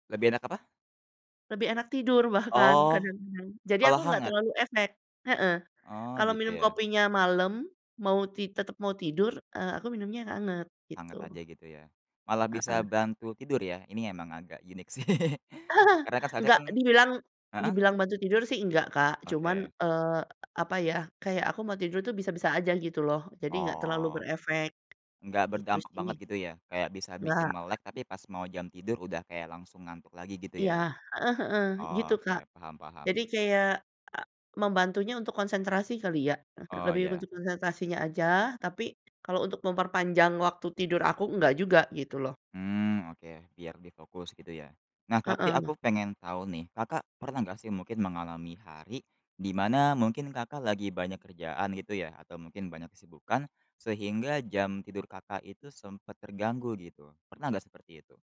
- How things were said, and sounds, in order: laughing while speaking: "sih"; chuckle; tapping; chuckle
- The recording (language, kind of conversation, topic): Indonesian, podcast, Kebiasaan tidur apa yang paling berpengaruh pada suasana hati dan fokusmu?